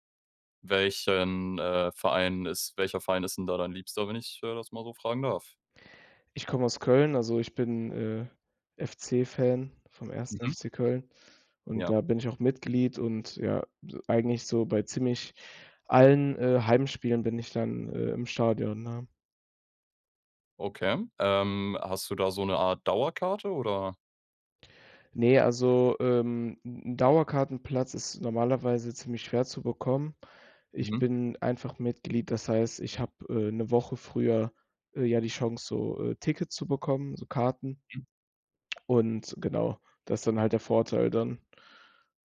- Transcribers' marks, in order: none
- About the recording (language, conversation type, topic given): German, podcast, Wie hast du dein liebstes Hobby entdeckt?